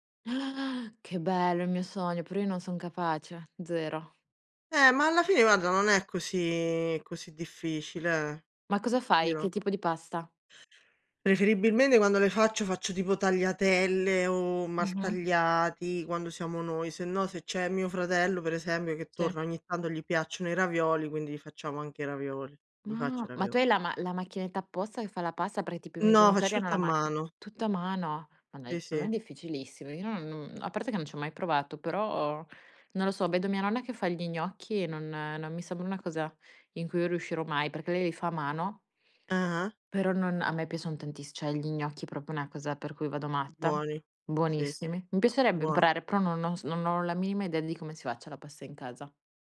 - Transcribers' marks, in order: gasp; other background noise; "proprio" said as "propio"
- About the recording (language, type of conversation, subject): Italian, unstructured, Come ti senti quando cucini per le persone a cui vuoi bene?